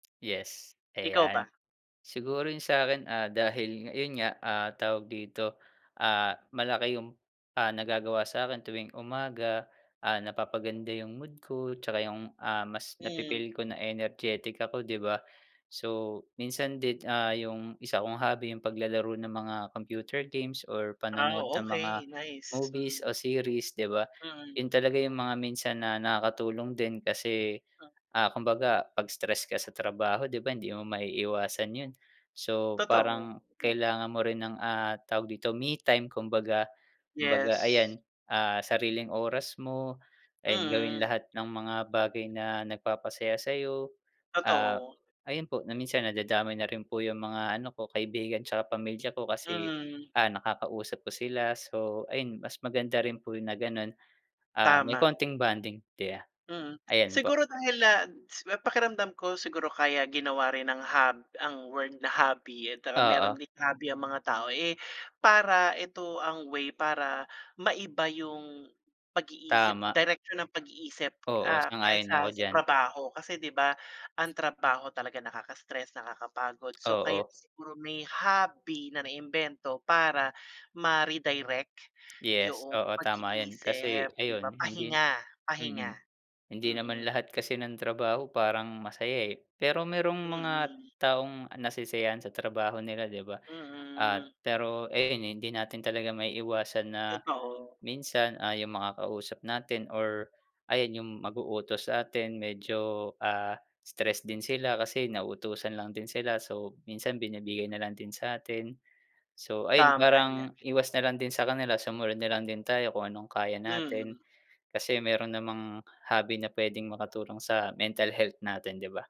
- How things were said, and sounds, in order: "'di ba" said as "diya"; stressed: "hobby"; drawn out: "Mm"
- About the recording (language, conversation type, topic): Filipino, unstructured, Anong libangan ang nagbibigay sa’yo ng kapayapaan ng isip?